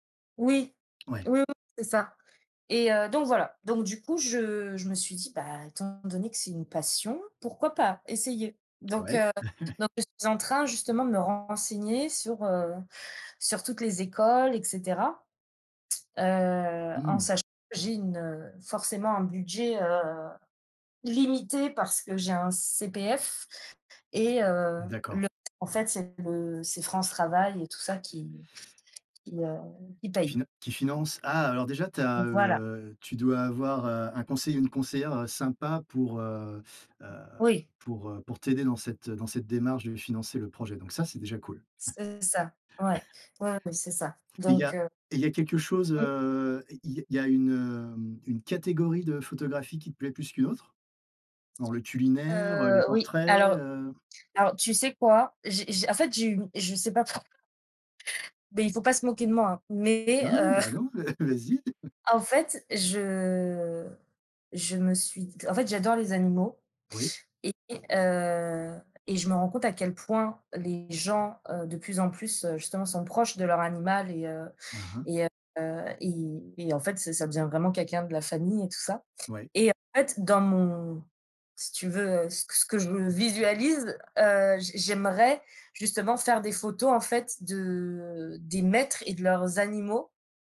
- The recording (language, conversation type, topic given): French, unstructured, Quel métier te rendrait vraiment heureux, et pourquoi ?
- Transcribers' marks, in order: other background noise; chuckle; tapping; chuckle; laughing while speaking: "pourquoi"; chuckle; chuckle; drawn out: "je"; drawn out: "de"